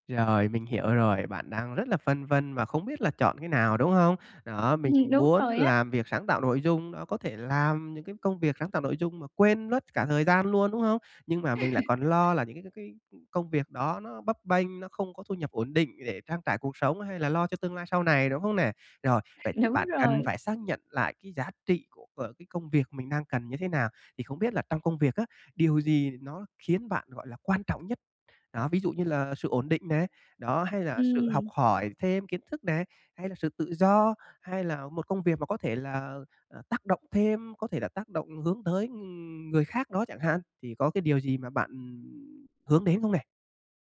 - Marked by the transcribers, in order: tapping; chuckle
- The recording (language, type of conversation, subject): Vietnamese, advice, Làm sao để xác định mục tiêu nghề nghiệp phù hợp với mình?